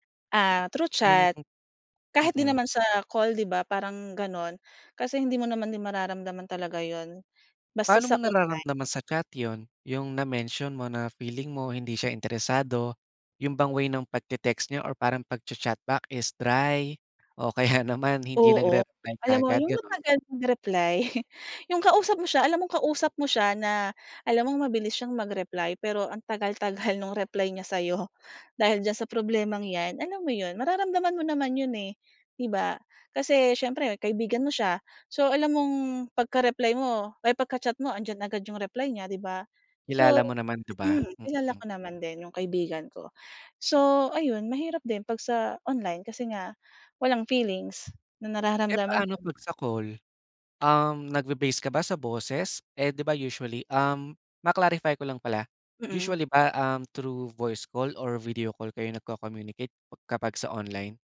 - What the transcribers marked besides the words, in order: tapping; laughing while speaking: "kaya"; chuckle
- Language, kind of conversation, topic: Filipino, podcast, Mas madali ka bang magbahagi ng nararamdaman online kaysa kapag kaharap nang personal?
- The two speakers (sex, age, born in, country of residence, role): female, 40-44, Philippines, Philippines, guest; male, 20-24, Philippines, Philippines, host